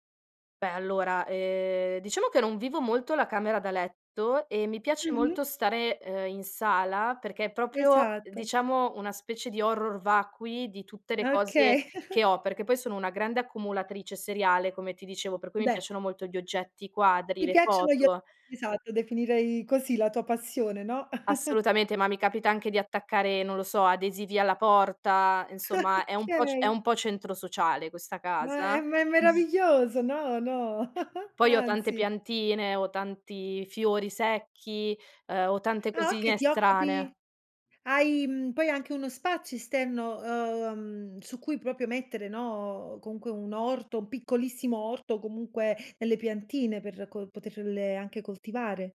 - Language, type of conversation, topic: Italian, podcast, Che cosa rende davvero una casa accogliente per te?
- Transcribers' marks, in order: drawn out: "eh"; in Latin: "horror vacui"; chuckle; chuckle; chuckle; "Okay" said as "kay"; chuckle; chuckle; drawn out: "uhm"